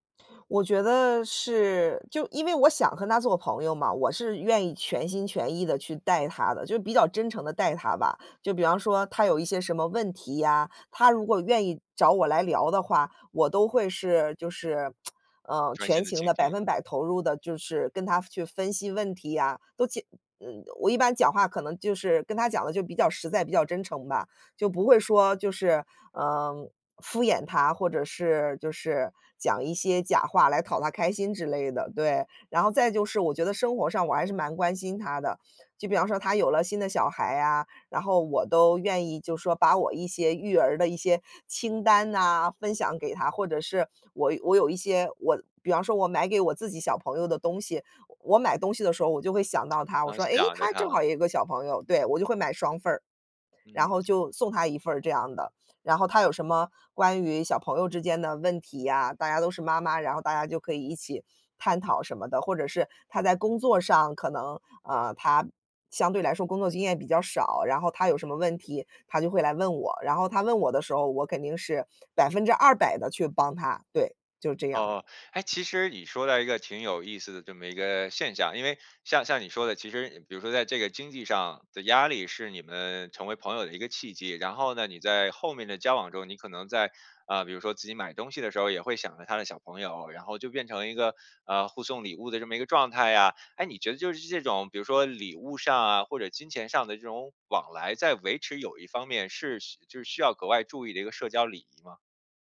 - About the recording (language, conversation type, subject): Chinese, podcast, 你是怎么认识并结交到这位好朋友的？
- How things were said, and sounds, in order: lip smack; other noise; other background noise